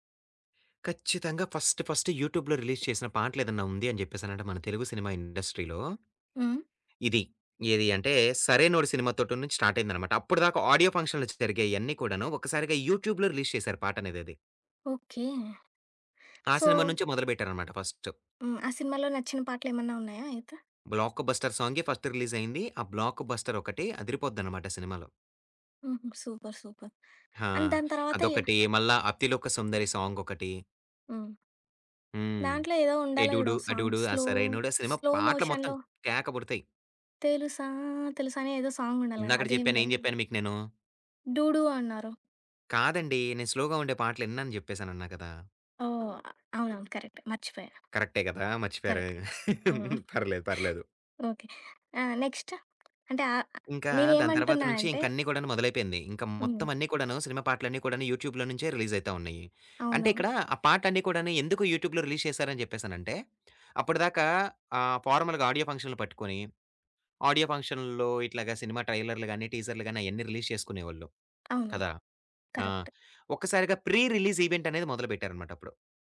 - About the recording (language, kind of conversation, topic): Telugu, podcast, కొత్త పాటలను సాధారణంగా మీరు ఎక్కడి నుంచి కనుగొంటారు?
- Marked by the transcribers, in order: in English: "ఫస్ట్, ఫస్ట్ యూట్యూబ్‌లో రిలీజ్"; tapping; in English: "ఇండస్ట్రీ‌లో"; in English: "ఆడియో"; in English: "యూట్యూబ్‌లో రిలీజ్"; in English: "సో"; in English: "'బ్లాక్ బస్టర్' సాంగ్ ఫస్ట్"; in English: "బ్లాక్ బస్టర్"; in English: "సూపర్. సూపర్. అండ్"; singing: "ఎ డుడు అ డుడు ఆ సరైనోడు"; in English: "సాంగ్ స్లో, స్లో మోషన్‌లో"; in English: "సాంగ్"; other background noise; in English: "స్లోగా"; in English: "కరెక్ట్"; laugh; giggle; in English: "నెక్స్ట్?"; in English: "యూట్యూబ్‌లో"; in English: "రిలీజ్"; in English: "యూట్యూబ్‌లో రిలీజ్"; in English: "ఫార్మల్‌గా ఆడియో ఫంక్షన్‌లు"; in English: "ఆడియో ఫంక్షన్‌లో"; in English: "రిలీజ్"; in English: "కరెక్ట్"; in English: "ప్రి రిలీజ్ ఈవెంట్"